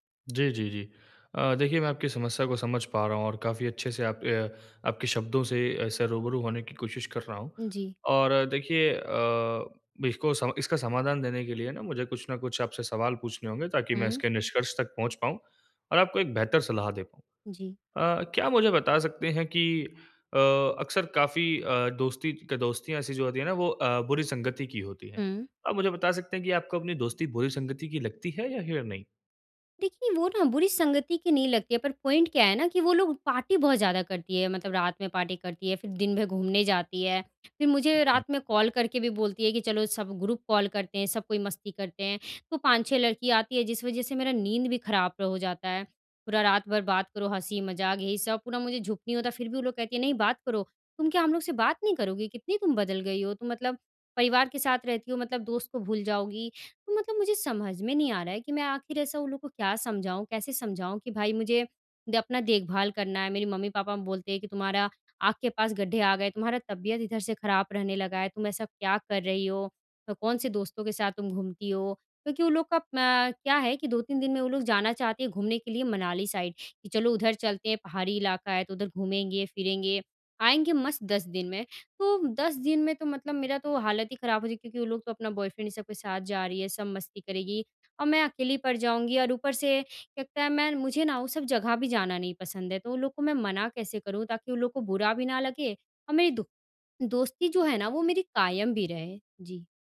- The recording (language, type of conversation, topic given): Hindi, advice, दोस्ती में बिना बुरा लगे सीमाएँ कैसे तय करूँ और अपनी आत्म-देखभाल कैसे करूँ?
- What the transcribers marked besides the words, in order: in English: "पॉइंट"; in English: "पार्टी"; in English: "पार्टी"; in English: "ग्रुप"; in English: "साइड"; in English: "बॉयफ्रेंड"